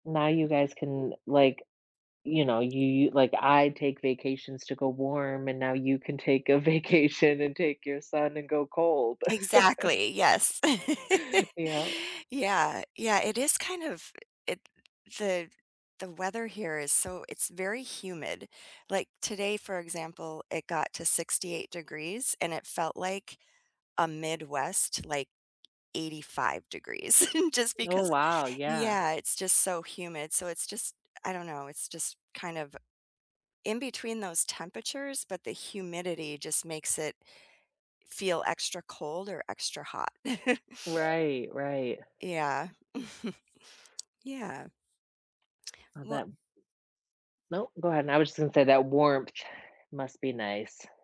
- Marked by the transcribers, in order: tapping; laughing while speaking: "vacation"; chuckle; laugh; giggle; chuckle; chuckle; lip smack; other background noise
- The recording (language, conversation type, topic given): English, unstructured, What are your favorite local outdoor spots, and what memories make them special to you?
- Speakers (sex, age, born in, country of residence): female, 40-44, United States, United States; female, 50-54, United States, United States